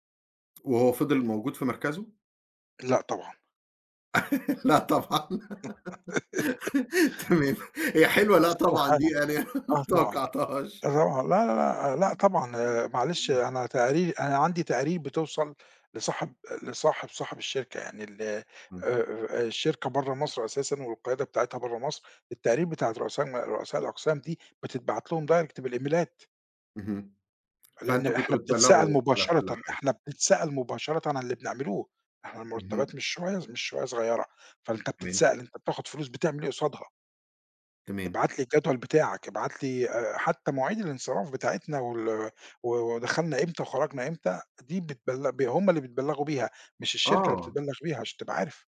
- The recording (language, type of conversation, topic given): Arabic, podcast, إزاي بتوازن وقتك بين الشغل والبيت؟
- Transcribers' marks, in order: laugh; laughing while speaking: "لا طبعًا تمام هي حلوة لأ طبعًا دي يعني ما توقعتهاش"; giggle; laugh; laugh; unintelligible speech; unintelligible speech; in English: "direct بالإيميلات"; tapping